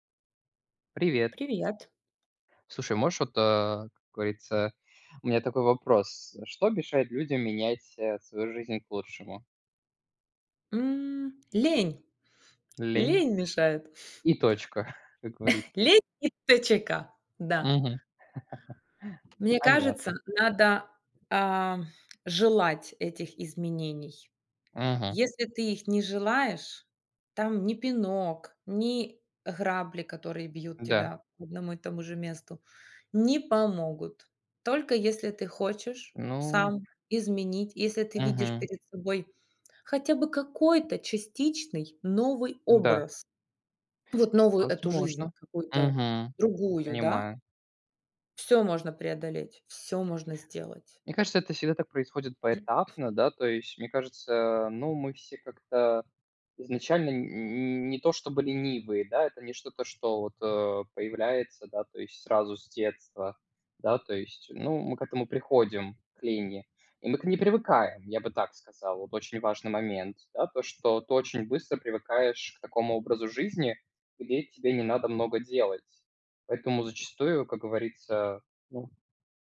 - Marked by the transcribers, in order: tapping; other background noise; chuckle; giggle; throat clearing
- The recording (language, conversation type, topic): Russian, unstructured, Что мешает людям менять свою жизнь к лучшему?